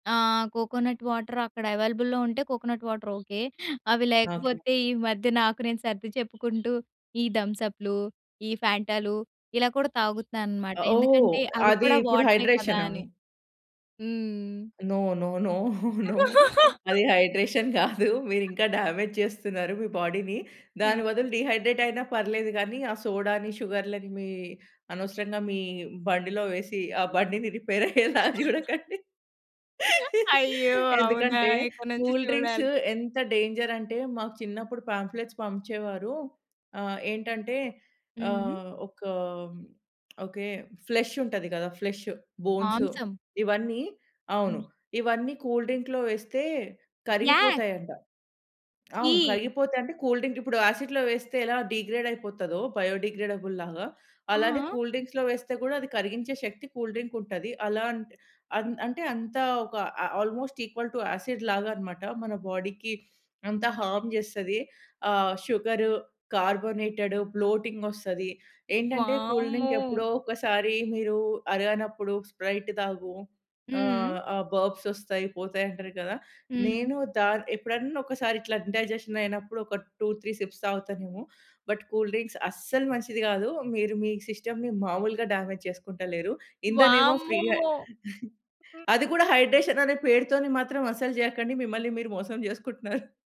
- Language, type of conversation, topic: Telugu, podcast, డీహైడ్రేషన్‌ను గుర్తించి తగినంత నీళ్లు తాగేందుకు మీరు పాటించే సూచనలు ఏమిటి?
- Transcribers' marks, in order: in English: "కోకోనట్ వాటర్"; in English: "అవైలబుల్‌లో"; in English: "కోకోనట్ వాటర్"; other background noise; tapping; in English: "నో, నో, నో, నో"; laughing while speaking: "నో, నో అది హైడ్రేషన్ గాదు"; giggle; in English: "హైడ్రేషన్"; in English: "డ్యామేజ్"; in English: "బాడీని"; in English: "డీహైడ్రేట్"; laughing while speaking: "రిపేర్ అయ్యేలా జూడకండి"; in English: "రిపేర్"; giggle; laughing while speaking: "అయ్యో! అవునా! ఇక్కడి నుంచి జూడాలి"; in English: "డేంజర్"; in English: "పాంఫ్లెట్స్"; in English: "ఫ్లష్"; in English: "ఫ్లష్, బోన్స్"; in English: "కూల్ డ్రింక్‌లో"; in English: "కూల్ డ్రింక్"; in English: "యాసిడ్‌లో"; in English: "డీగ్రేడ్"; in English: "బయో డీగ్రేడబుల్"; in English: "కూల్ డ్రింక్స్‌లో"; in English: "కూల్ డ్రింక్"; in English: "ఆ ఆల్‌మోస్ట్ ఈక్వల్ టూ యాసిడ్"; in English: "బాడీకి"; in English: "హార్మ్"; in English: "బ్లోటింగ్"; in English: "కూల్ డ్రింక్"; in English: "బర్బ్స్"; in English: "ఇండైజెషన్"; in English: "టూ త్రీ సిప్స్"; in English: "బట్ కూల్ డ్రింక్స్"; in English: "సిస్టమ్‌ని"; in English: "డ్యామేజ్"; chuckle; in English: "హైడ్రేషన్"; chuckle